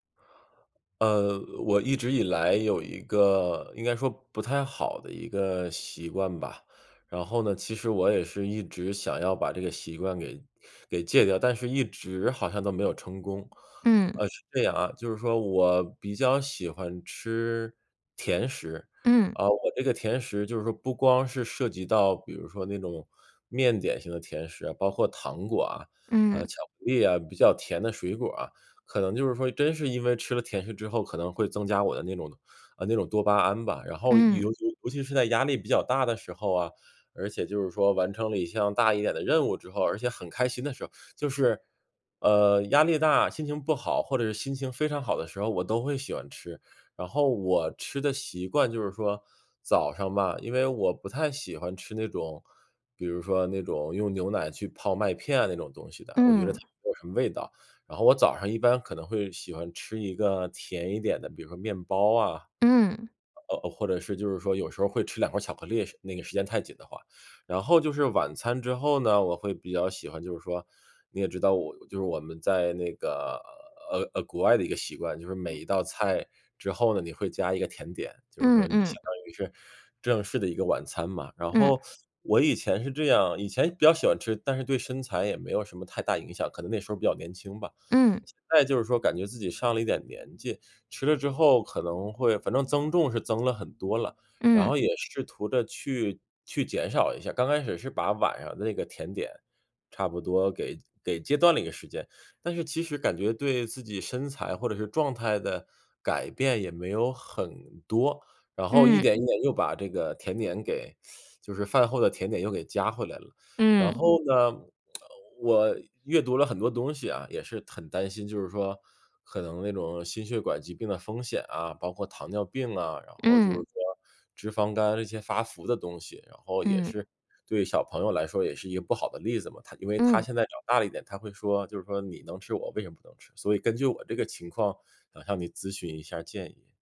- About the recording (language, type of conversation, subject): Chinese, advice, 我想改掉坏习惯却总是反复复发，该怎么办？
- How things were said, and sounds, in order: other background noise; teeth sucking; teeth sucking; tsk